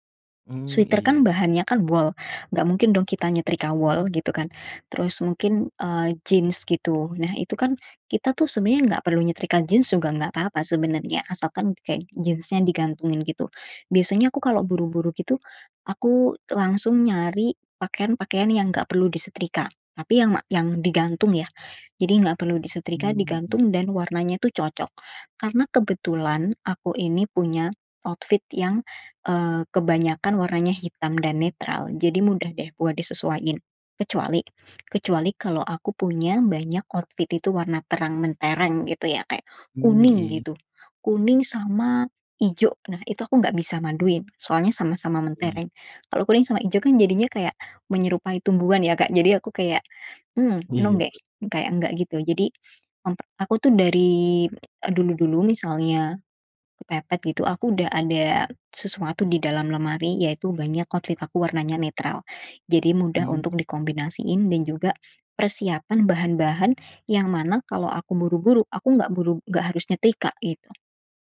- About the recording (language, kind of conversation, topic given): Indonesian, podcast, Bagaimana cara kamu memadupadankan pakaian untuk sehari-hari?
- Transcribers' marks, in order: in English: "Sweater"; in English: "outfit"; in English: "outfit"; laughing while speaking: "Iya"; in English: "outfit"